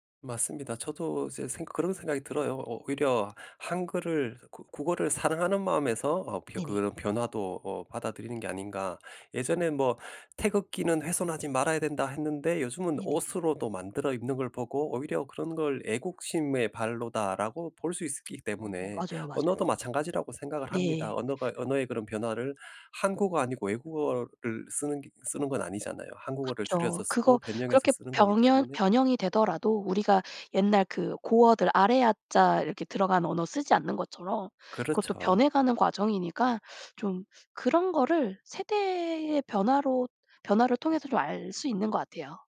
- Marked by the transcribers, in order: none
- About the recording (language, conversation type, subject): Korean, podcast, 언어 사용에서 세대 차이를 느낀 적이 있나요?